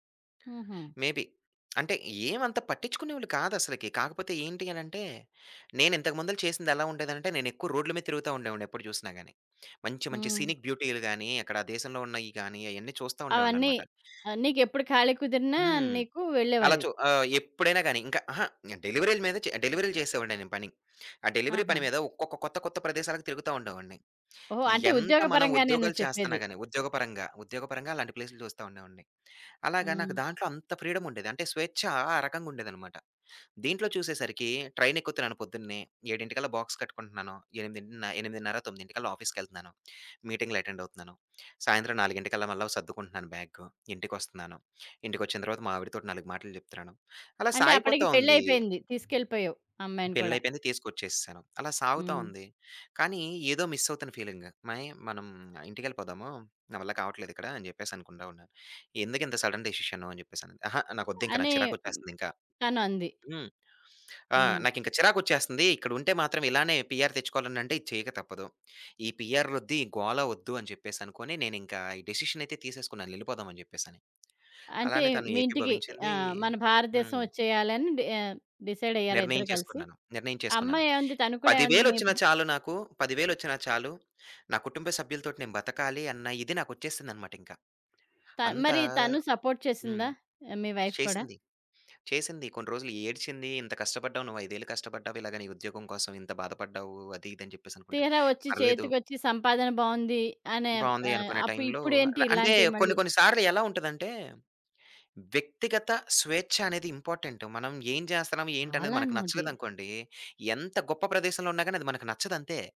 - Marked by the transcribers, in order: other background noise; in English: "మేబీ"; in English: "సీనిక్"; in English: "డెలివరీ"; in English: "బాక్స్"; in English: "ఆఫీస్‌కెళ్తన్నాను"; in English: "బ్యాగ్"; in English: "ఫీలింగ్"; in English: "సడన్ డెసిషన్"; in English: "పీఆర్"; in English: "డిసిషన్"; in English: "డిసైడ్"; in English: "సపోర్ట్"; in English: "వైఫ్"; in English: "ఇంపార్టెంట్"
- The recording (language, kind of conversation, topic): Telugu, podcast, ఉద్యోగ భద్రతా లేదా స్వేచ్ఛ — మీకు ఏది ఎక్కువ ముఖ్యమైంది?